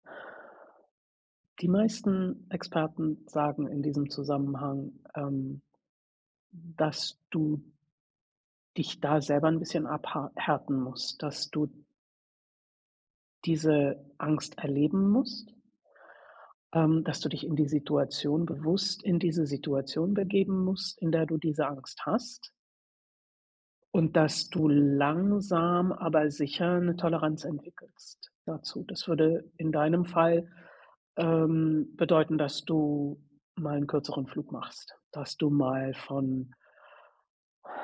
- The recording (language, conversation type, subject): German, advice, Wie kann ich beim Reisen besser mit Angst und Unsicherheit umgehen?
- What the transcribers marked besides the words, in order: none